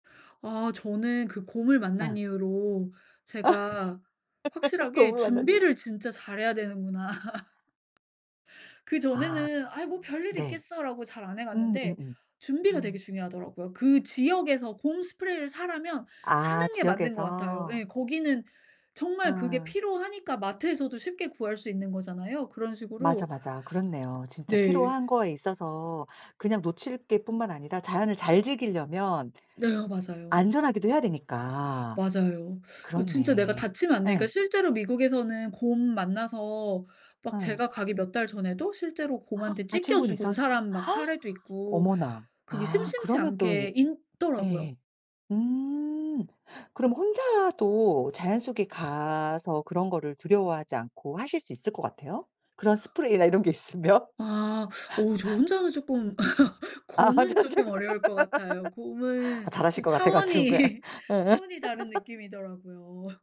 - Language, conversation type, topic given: Korean, podcast, 가장 기억에 남는 여행 이야기를 들려주실 수 있나요?
- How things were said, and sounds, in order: laugh; laughing while speaking: "동물 만난 이후로"; laugh; tapping; other background noise; gasp; laughing while speaking: "이런 게 있으면"; laugh; laughing while speaking: "아"; unintelligible speech; laugh; laughing while speaking: "잘하실 것 같아 가지고 그냥"; laugh